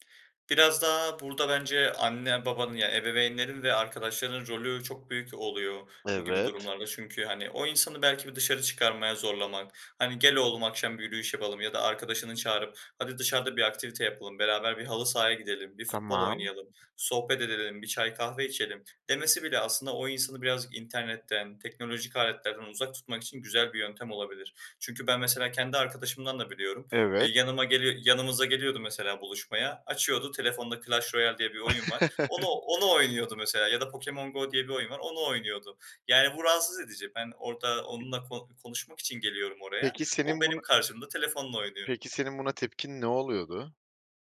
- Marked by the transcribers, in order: tapping; chuckle; other noise
- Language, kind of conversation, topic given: Turkish, podcast, İnternetten uzak durmak için hangi pratik önerilerin var?